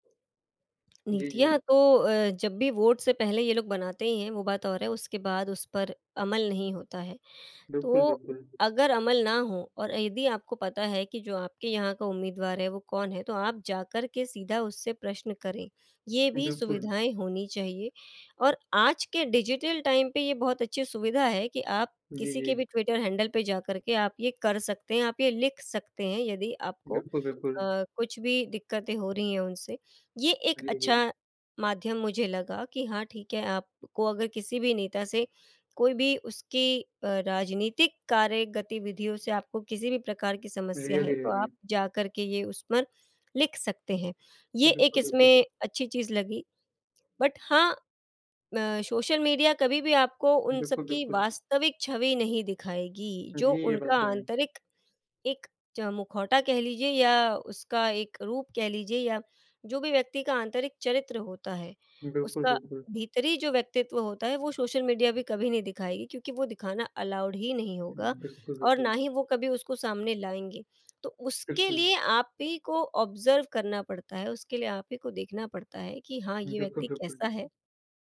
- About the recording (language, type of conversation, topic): Hindi, unstructured, राजनीति में जनता की सबसे बड़ी भूमिका क्या होती है?
- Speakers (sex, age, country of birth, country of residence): female, 35-39, India, India; male, 18-19, India, India
- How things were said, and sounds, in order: in English: "डिजिटल टाइम"; in English: "रियली, रियली"; in English: "बट"; in English: "अलाउड"; in English: "ऑब्जर्व"